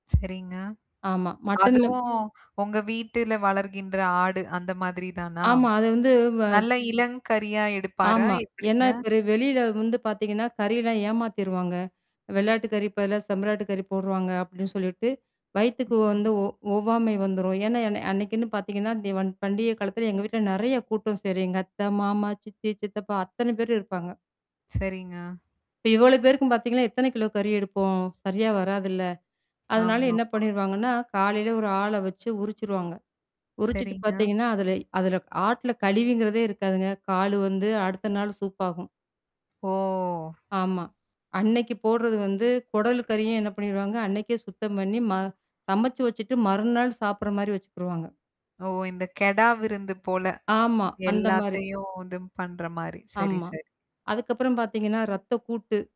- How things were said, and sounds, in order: lip trill; distorted speech; static; other background noise; lip trill; lip trill; drawn out: "ஓ!"
- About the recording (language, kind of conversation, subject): Tamil, podcast, உங்கள் பிரியமான பாரம்பரிய உணவை பொதுவாக எப்படி பரிமாறுவார்கள்?